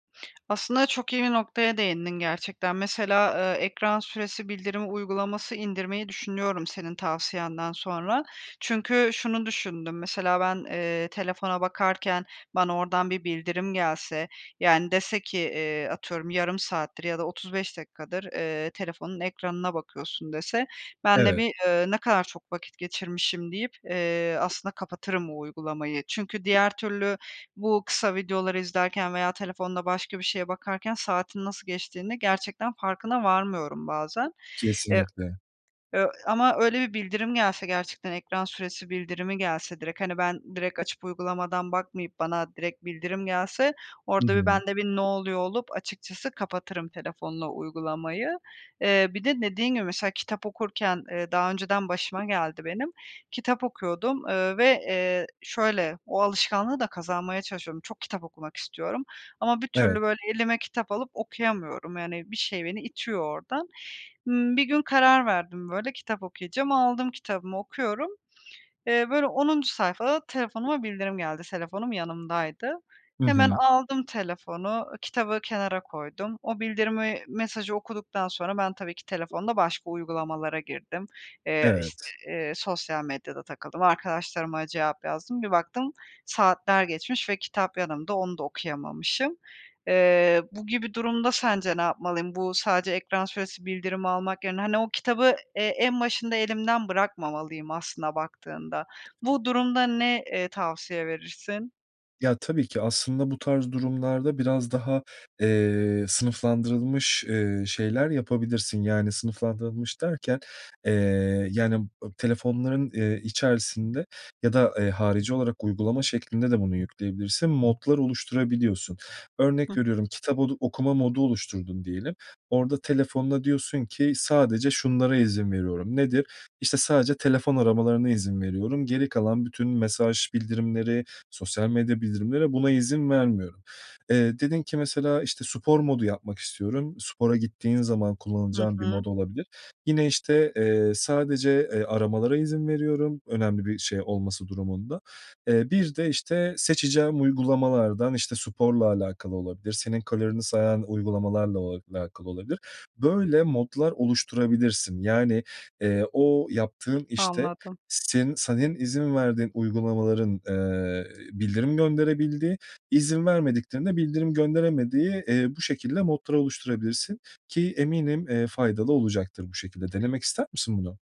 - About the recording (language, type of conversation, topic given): Turkish, advice, Telefon ve bildirimleri kontrol edemediğim için odağım sürekli dağılıyor; bunu nasıl yönetebilirim?
- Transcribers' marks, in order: other background noise; tapping; "senin" said as "sanin"